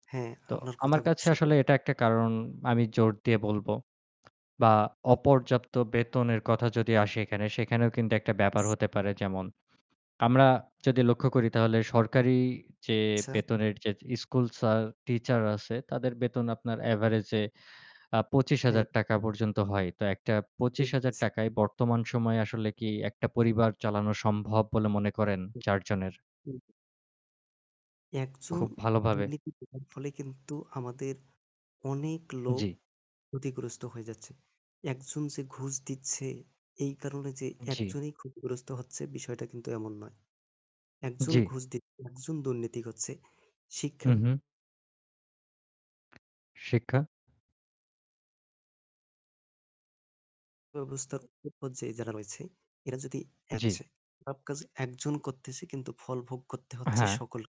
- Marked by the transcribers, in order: static; distorted speech; other background noise; "হচ্ছে" said as "এচ্ছে"
- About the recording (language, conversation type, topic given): Bengali, unstructured, শিক্ষাব্যবস্থায় দুর্নীতি কেন এত বেশি দেখা যায়?